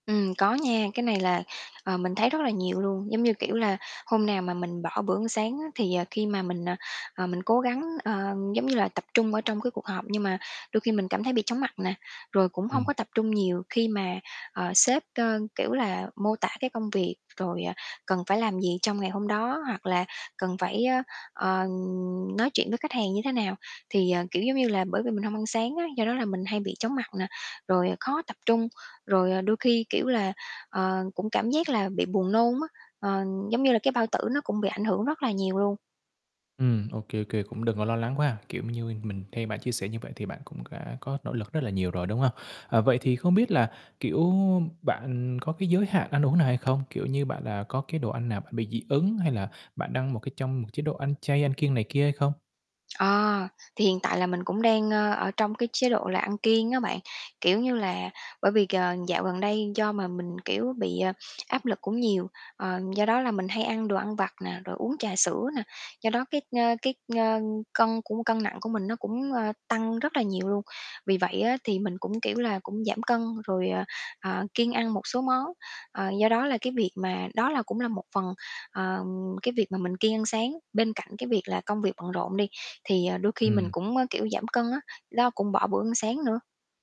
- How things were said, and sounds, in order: other background noise; tapping; static
- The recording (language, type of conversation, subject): Vietnamese, advice, Tôi thường xuyên bỏ bữa sáng, vậy tôi nên làm gì?